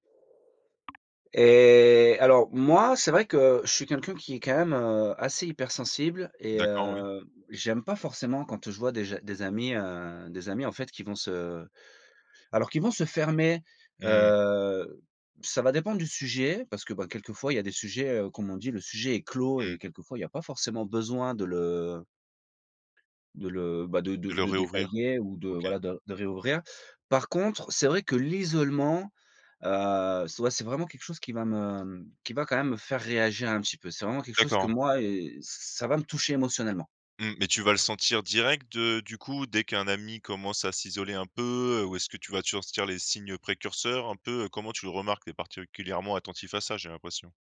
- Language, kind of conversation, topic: French, podcast, Comment réagir quand un ami se ferme et s’isole ?
- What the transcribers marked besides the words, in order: tapping; drawn out: "Et"